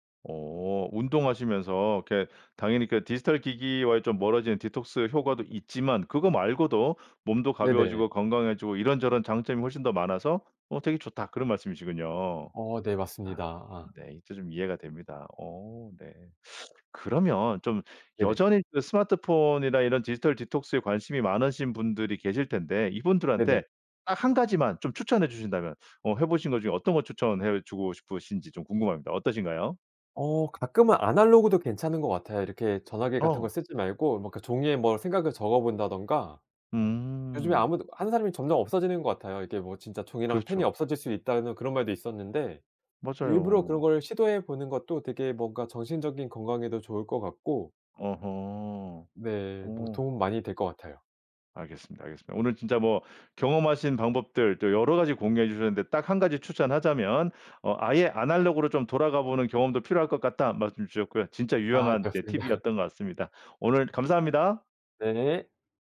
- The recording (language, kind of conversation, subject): Korean, podcast, 디지털 디톡스는 어떻게 하세요?
- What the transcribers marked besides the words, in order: in English: "디톡스"; other background noise; teeth sucking; in English: "디지털 디톡스에"; laughing while speaking: "네, 맞습니다"